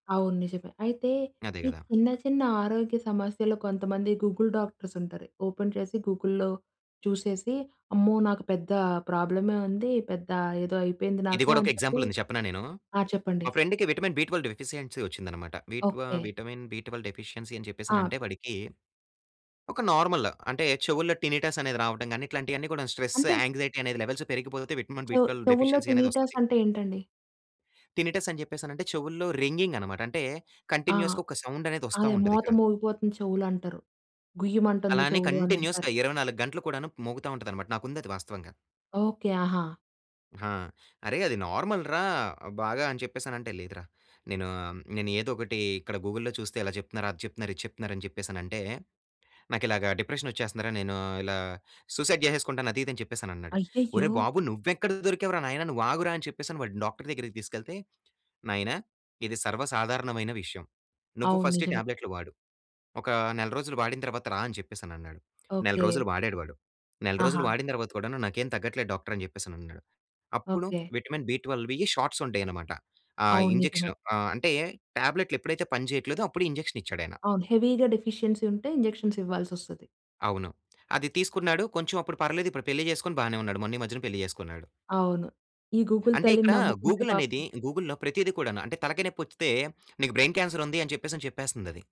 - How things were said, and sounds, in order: in English: "గూగుల్ డాక్టర్స్"; in English: "ఓపెన్"; in English: "ప్రాబ్లమ్"; in English: "ఎగ్జాంపుల్"; in English: "ఫ్రెండ్‌కి విటమిన్-బి12 డెఫిషియన్సీ"; in English: "బి-12 బి-12 విటమిన్ డెఫిషియన్సీ"; in English: "నార్మల్"; in English: "టినిటస్"; in English: "స్ట్రెస్ యాంగ్‌జైటి లెవెల్స్"; in English: "విటమిన్-బి-12 డెఫిషియన్సీ"; other background noise; in English: "టినిటస్"; in English: "టినిటస్"; in English: "రింగింగ్"; in English: "కంటిన్యూయస్‌గా"; in English: "సౌండ్"; in English: "కంటిన్యూయస్‌గా"; in English: "నార్మల్"; in English: "గూగుల్‌లో"; in English: "డిప్రెషన్"; in English: "సూసైడ్"; in English: "ఫస్ట్"; in English: "విటమిన్-బి12వి షాట్స్"; in English: "ఇంజెక్షన్"; in English: "ఇంజెక్షన్"; in English: "హెవీగా డెఫిషియన్సీ"; in English: "ఇంజెక్షన్స్"; in English: "గూగుల్"; in English: "గూగుల్"; in English: "గూగుల్‌లో"; in English: "బ్రైన్ క్యాన్సర్"
- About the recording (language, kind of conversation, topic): Telugu, podcast, హెల్త్‌కేర్‌లో టెక్నాలజీ మన ఆరోగ్యాన్ని ఎలా మెరుగుపరుస్తుంది?